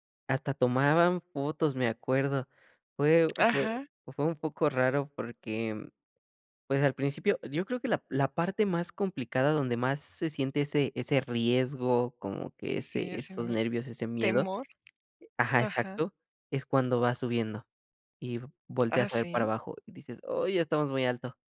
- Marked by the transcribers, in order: tapping; other background noise
- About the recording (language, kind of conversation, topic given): Spanish, podcast, ¿Alguna vez un pequeño riesgo te ha dado una alegría enorme?